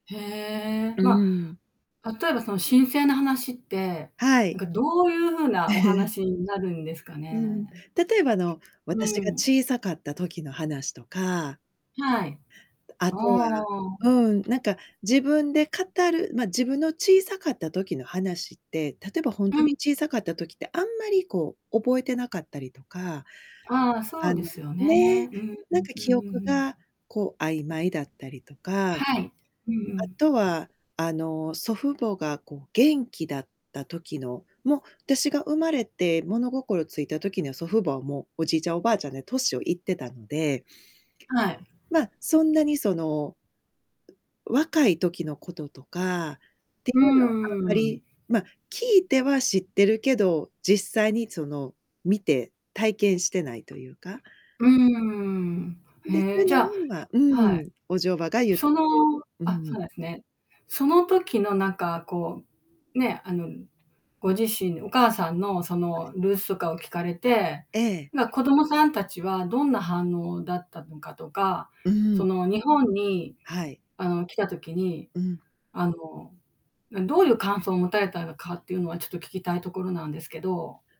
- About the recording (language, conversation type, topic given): Japanese, podcast, 子どもに自分のルーツをどのように伝えればよいですか？
- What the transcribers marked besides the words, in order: chuckle; static; distorted speech; other background noise; unintelligible speech; "ルーツ" said as "ルース"